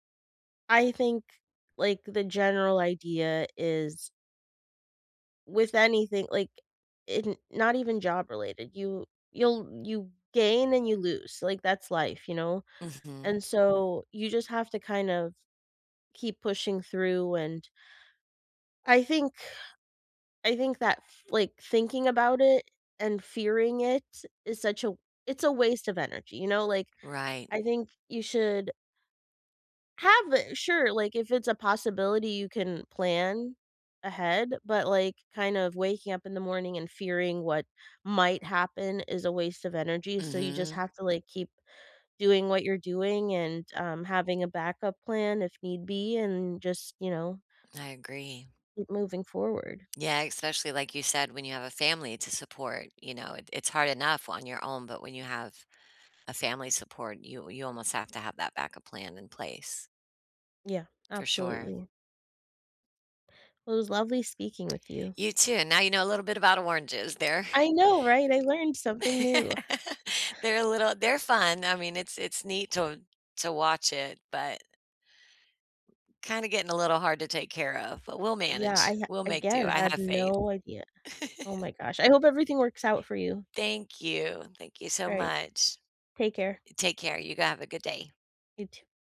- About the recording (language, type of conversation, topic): English, unstructured, How do you deal with the fear of losing your job?
- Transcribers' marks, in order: tapping; laugh; laugh